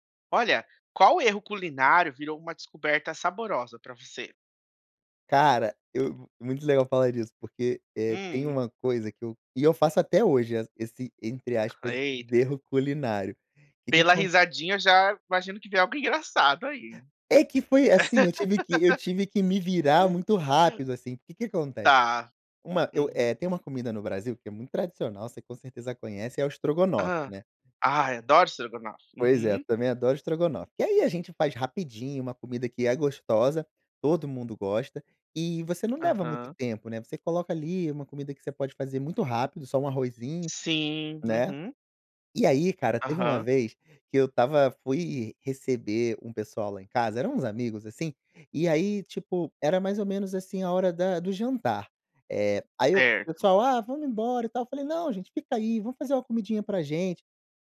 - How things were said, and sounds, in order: other noise; chuckle
- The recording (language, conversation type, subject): Portuguese, podcast, Qual erro culinário virou uma descoberta saborosa para você?